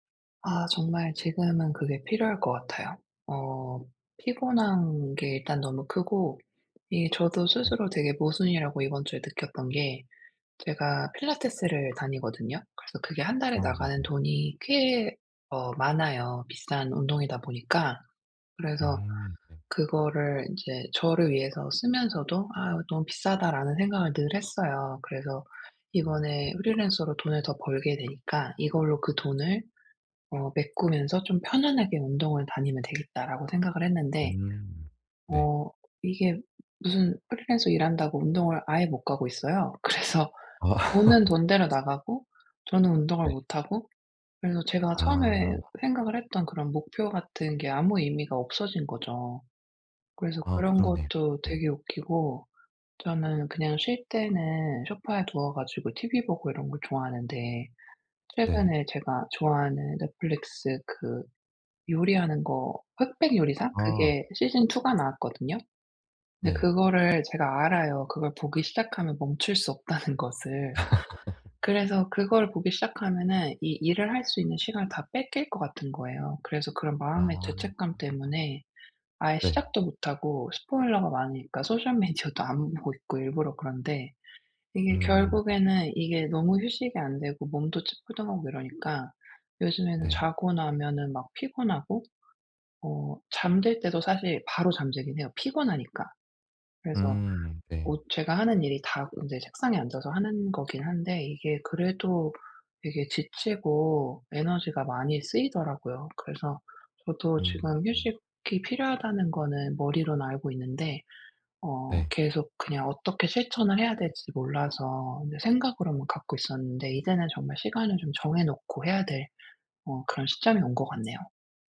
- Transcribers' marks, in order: other background noise; tapping; laughing while speaking: "그래서"; laugh; laughing while speaking: "없다는"; laugh; in English: "소셜 미디어도"
- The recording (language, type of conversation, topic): Korean, advice, 시간이 부족해 여가를 즐기기 어려울 때는 어떻게 하면 좋을까요?